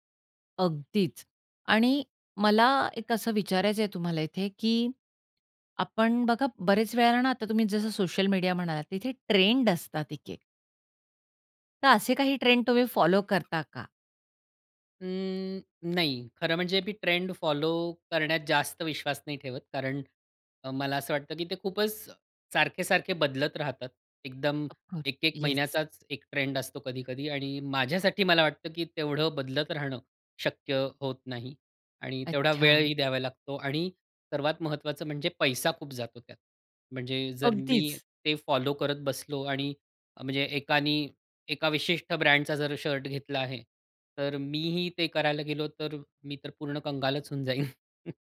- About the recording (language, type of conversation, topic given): Marathi, podcast, फॅशनसाठी तुम्हाला प्रेरणा कुठून मिळते?
- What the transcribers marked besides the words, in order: in English: "फॉलो"; in English: "फॉलो"; in English: "अफकोर्स. येस"; anticipating: "अगदीच"; in English: "फॉलो"; laughing while speaking: "कंगालच होऊन जाईन"; chuckle